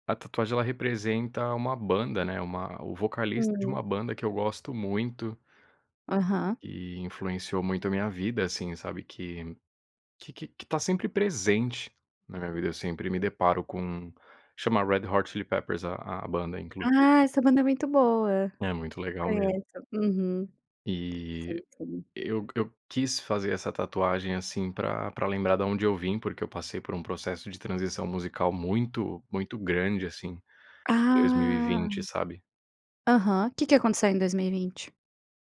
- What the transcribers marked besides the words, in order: tapping; drawn out: "Ah!"
- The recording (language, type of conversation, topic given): Portuguese, podcast, Como a música influenciou quem você é?